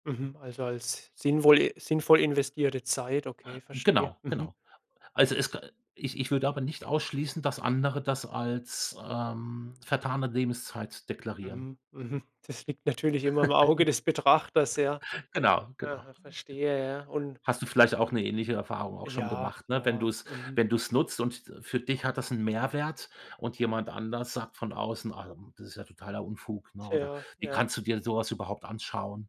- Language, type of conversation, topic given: German, podcast, Wie beeinflussen soziale Medien ehrlich gesagt dein Wohlbefinden?
- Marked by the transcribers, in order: other background noise; chuckle; laughing while speaking: "Auge"